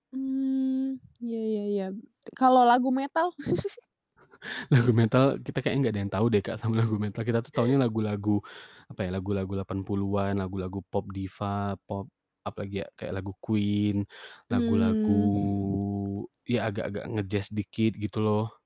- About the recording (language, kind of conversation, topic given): Indonesian, podcast, Apa momen paling membanggakan yang pernah kamu alami lewat hobi?
- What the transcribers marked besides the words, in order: chuckle; laughing while speaking: "lagu"; drawn out: "lagu-lagu"; tapping